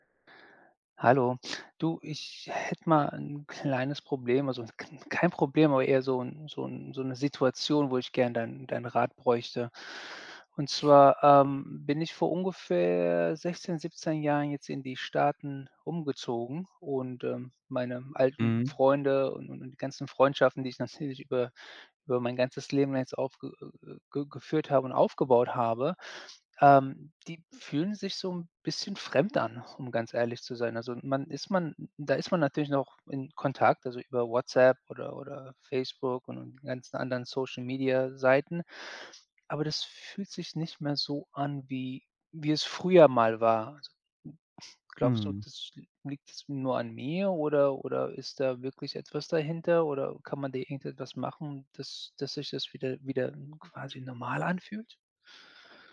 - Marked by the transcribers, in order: sniff; tapping; sniff; other noise
- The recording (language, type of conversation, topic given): German, advice, Warum fühlen sich alte Freundschaften nach meinem Umzug plötzlich fremd an, und wie kann ich aus der Isolation herausfinden?